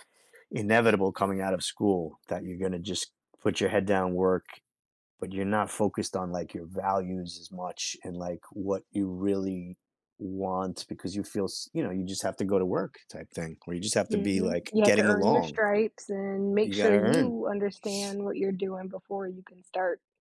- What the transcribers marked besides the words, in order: tapping; other background noise
- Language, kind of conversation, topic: English, unstructured, How can practicing mindfulness help us better understand ourselves?
- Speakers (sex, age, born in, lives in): female, 35-39, United States, United States; male, 50-54, United States, United States